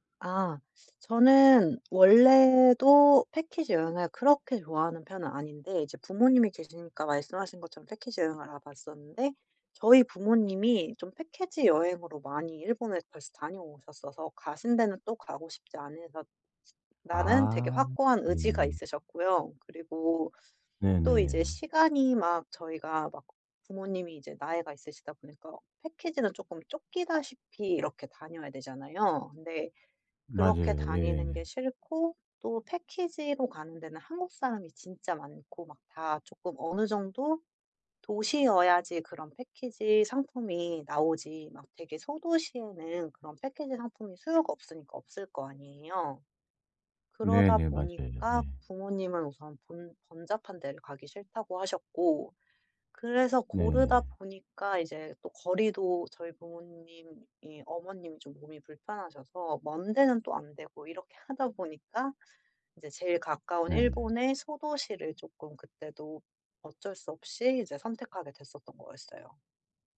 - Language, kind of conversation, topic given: Korean, advice, 여행 중 언어 장벽 때문에 소통이 어려울 때는 어떻게 하면 좋을까요?
- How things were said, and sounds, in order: tapping; "패키지" said as "패캐지"; teeth sucking